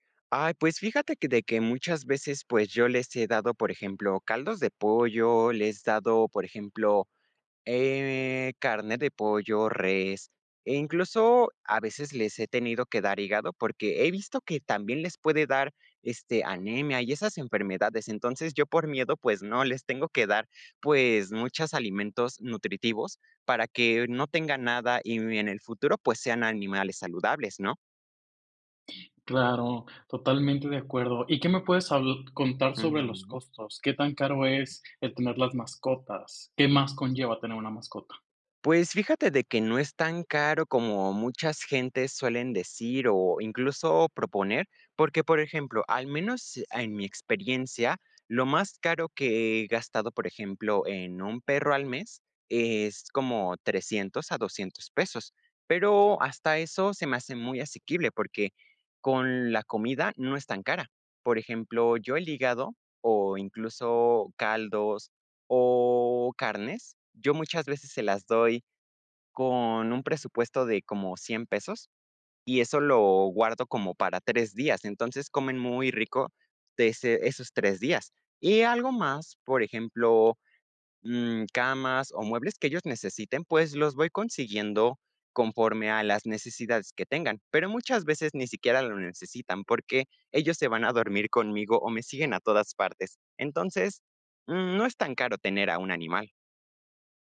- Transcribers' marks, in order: drawn out: "o"
- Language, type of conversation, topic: Spanish, podcast, ¿Qué te aporta cuidar de una mascota?